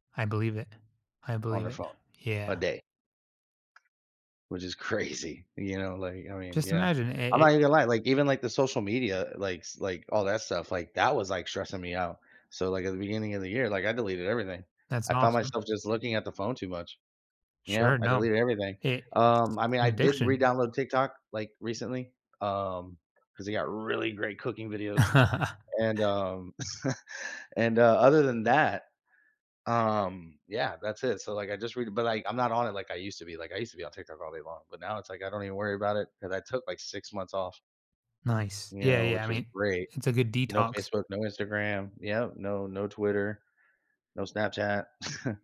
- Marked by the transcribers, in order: other background noise; stressed: "really"; chuckle; chuckle
- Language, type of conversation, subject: English, advice, How can I prevent burnout while managing daily stress?